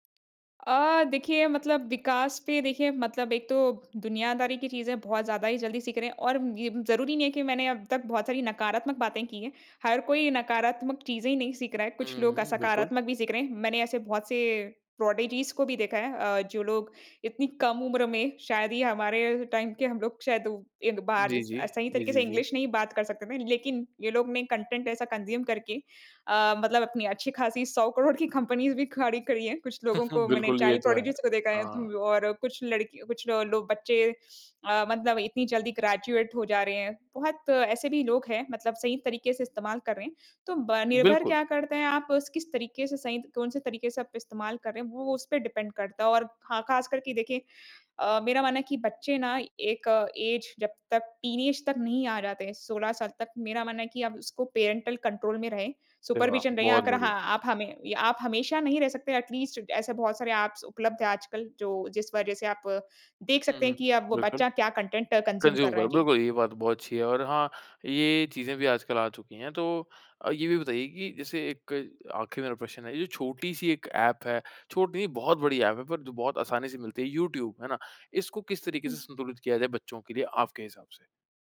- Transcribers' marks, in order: in English: "प्रोडिजीज़"; in English: "टाइम"; in English: "इंग्लिश"; in English: "कंटेंट"; in English: "कंज़्यूम"; laughing while speaking: "सौ करोड़ की कंपनीज़ भी खड़ी करी है"; in English: "कंपनीज़"; in English: "चाइल्ड प्रोडिजीज़"; in English: "ग्रेजुएट"; in English: "डिपेंड"; in English: "ऐज"; in English: "टीनेज"; in English: "पैरेंटल कंट्रोल"; in English: "सुपरविज़न"; in English: "एटलीस्ट"; in English: "एप्स"; in English: "कंटेंट कंज्यूम"; in English: "कंज़्यूम"
- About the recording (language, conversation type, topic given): Hindi, podcast, बच्चों के स्क्रीन टाइम के बारे में आपकी क्या राय है?